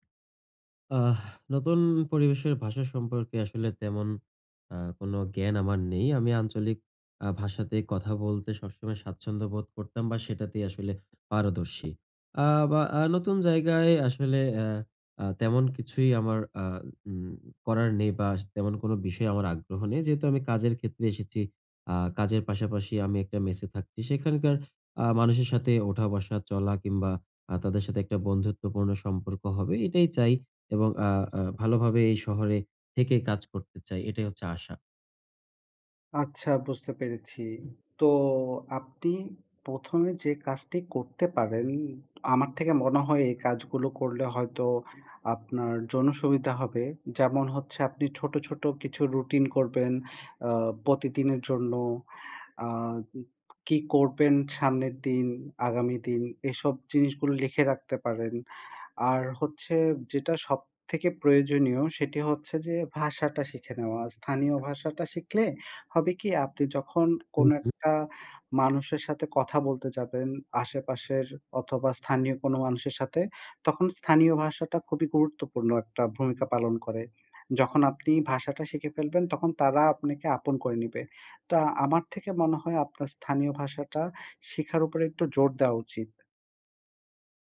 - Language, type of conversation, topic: Bengali, advice, অপরিচিত জায়গায় আমি কীভাবে দ্রুত মানিয়ে নিতে পারি?
- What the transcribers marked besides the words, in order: tapping; other noise; "আপনাকে" said as "আপনেকে"